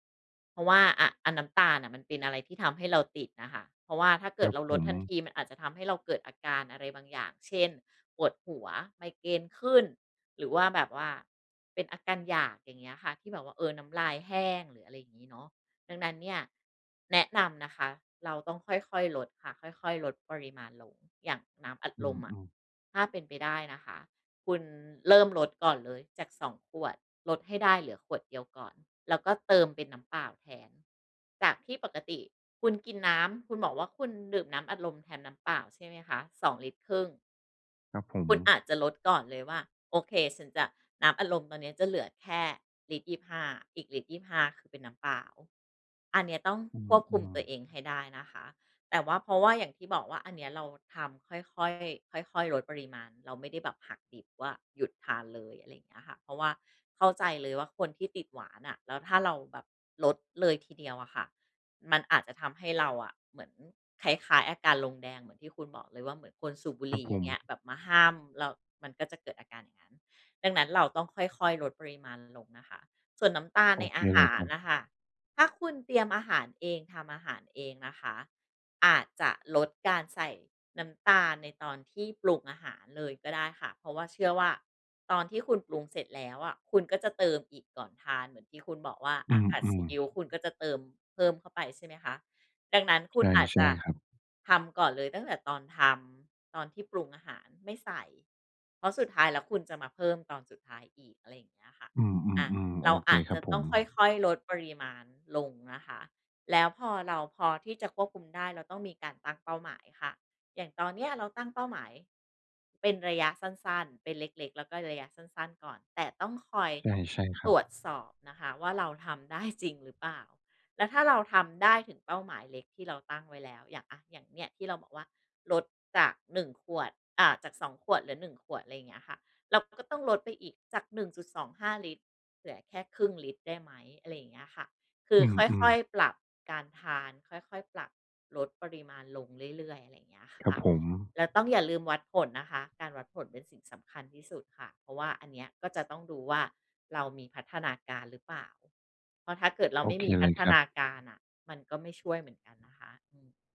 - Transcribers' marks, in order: tapping; other background noise
- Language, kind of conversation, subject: Thai, advice, คุณควรเริ่มลดการบริโภคน้ำตาลอย่างไร?